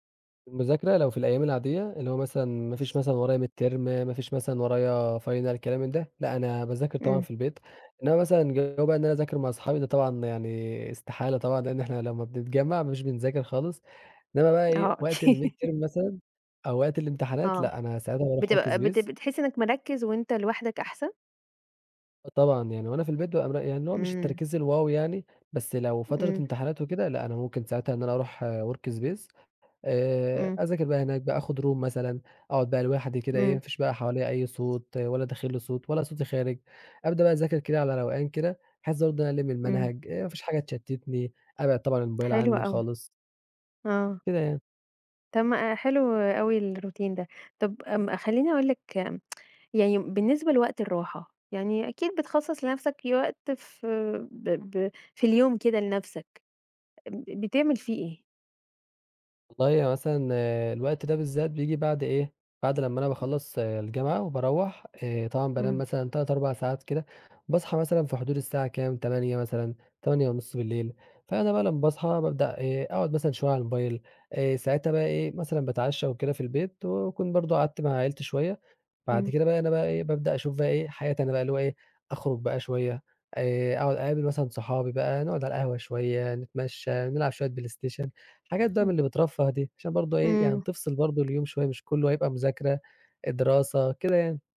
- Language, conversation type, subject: Arabic, podcast, احكيلي عن روتينك اليومي في البيت؟
- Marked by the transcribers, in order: in English: "midterm"; in English: "final"; other background noise; laughing while speaking: "أكيد"; in English: "الmidterm"; in English: "workspace"; in English: "الwow"; in English: "workspace"; in English: "room"; tapping; in English: "الroutine"; tsk